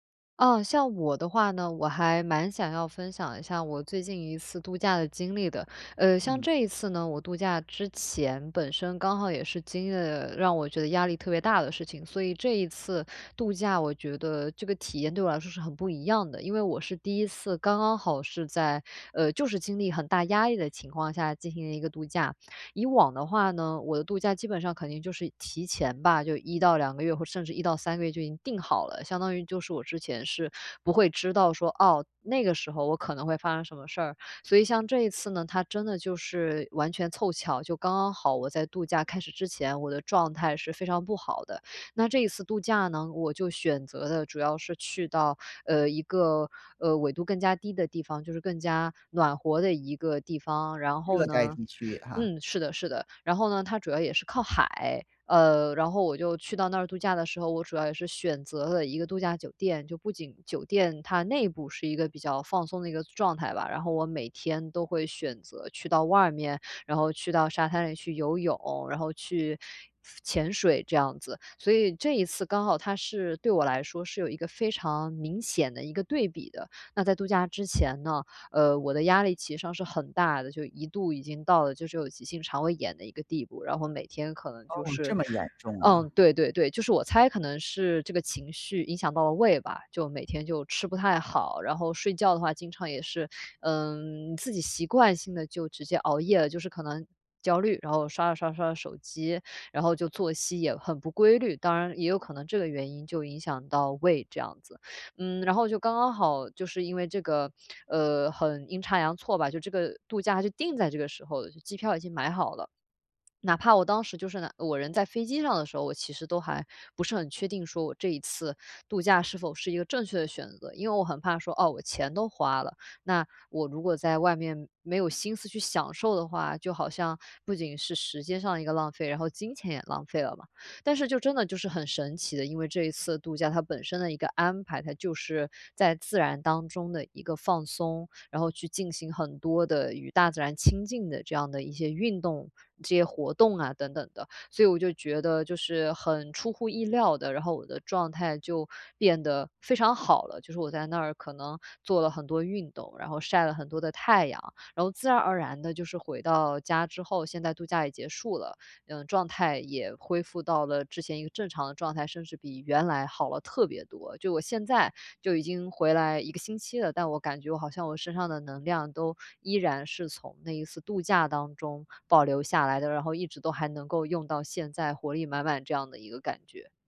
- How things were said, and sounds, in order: other background noise
- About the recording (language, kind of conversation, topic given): Chinese, podcast, 在自然环境中放慢脚步有什么好处？